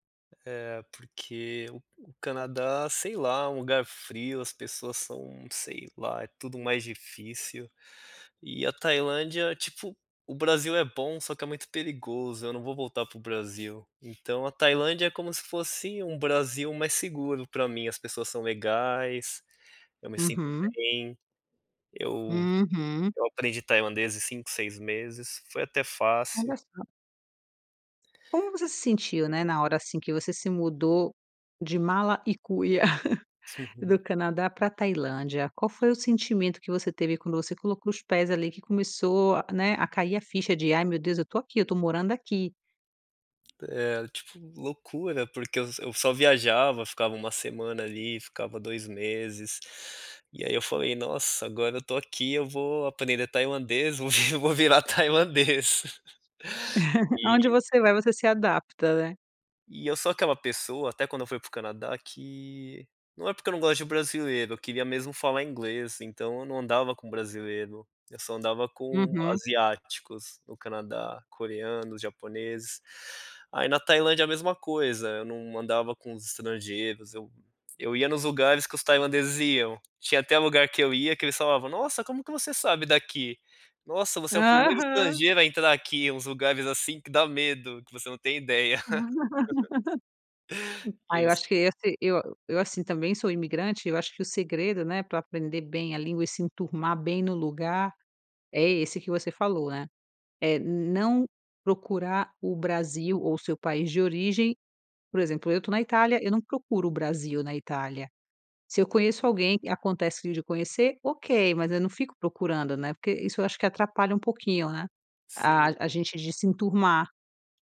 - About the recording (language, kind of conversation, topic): Portuguese, podcast, Como foi o momento em que você se orgulhou da sua trajetória?
- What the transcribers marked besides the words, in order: giggle; laugh; laughing while speaking: "eu vou vi vou virar tailandês"; laugh; laugh